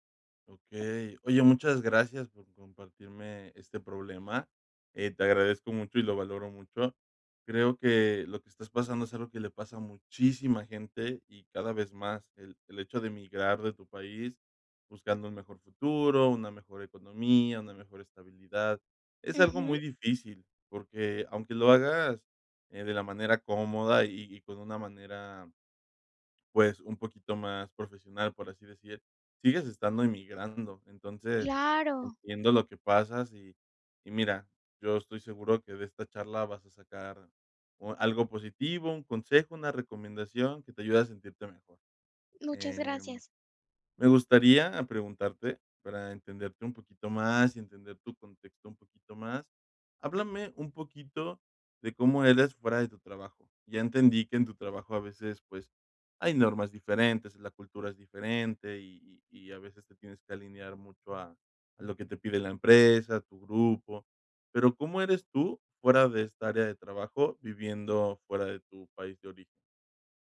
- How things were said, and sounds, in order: tapping
- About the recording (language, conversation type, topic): Spanish, advice, ¿Cómo puedo equilibrar mi vida personal y mi trabajo sin perder mi identidad?